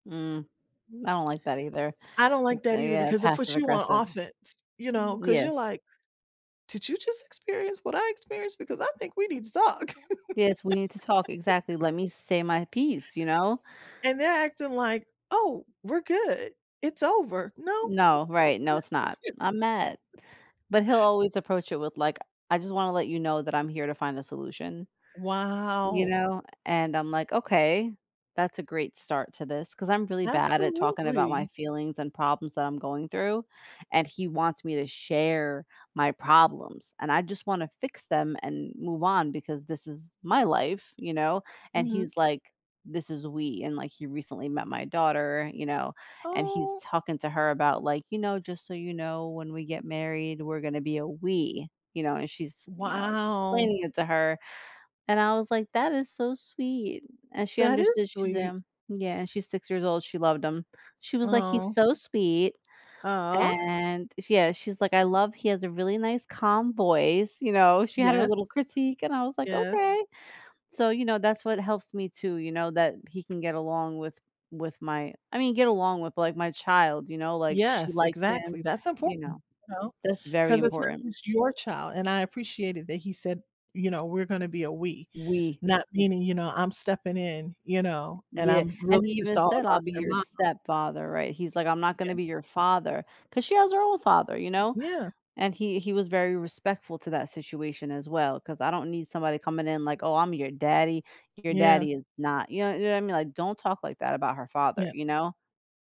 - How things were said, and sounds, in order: laugh; tapping; background speech; chuckle; drawn out: "Wow"; other background noise; drawn out: "Wow"
- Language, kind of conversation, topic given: English, unstructured, How do your values shape what you seek in a relationship?
- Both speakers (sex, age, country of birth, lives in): female, 40-44, Turkey, United States; female, 55-59, United States, United States